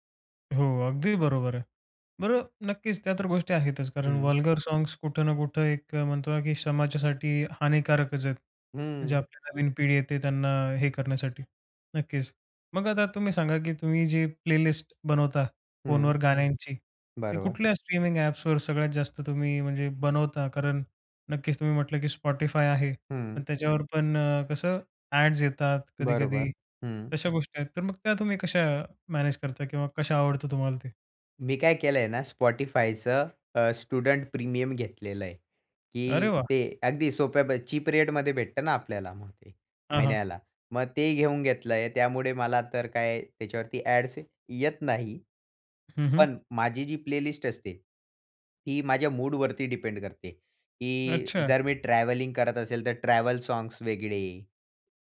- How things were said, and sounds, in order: in English: "वल्गर साँग्स"; in English: "प्लेलिस्ट"; tapping; in English: "स्ट्रीमिंग"; in English: "स्टुडंट प्रीमियम"; in English: "चीप"; in English: "प्लेलिस्ट"; in English: "डिपेंड"; in English: "साँग्स"
- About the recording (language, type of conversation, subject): Marathi, podcast, मोबाईल आणि स्ट्रीमिंगमुळे संगीत ऐकण्याची सवय कशी बदलली?